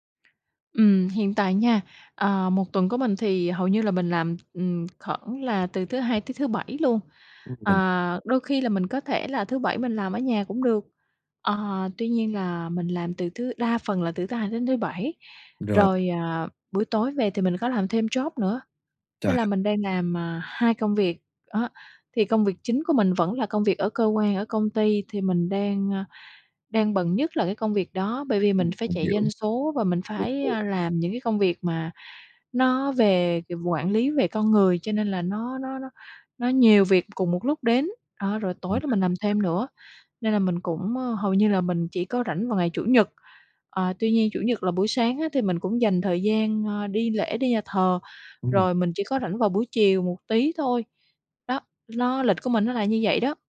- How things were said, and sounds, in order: other background noise; unintelligible speech; tapping; in English: "job"; unintelligible speech
- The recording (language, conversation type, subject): Vietnamese, advice, Khó duy trì chế độ ăn lành mạnh khi quá bận công việc.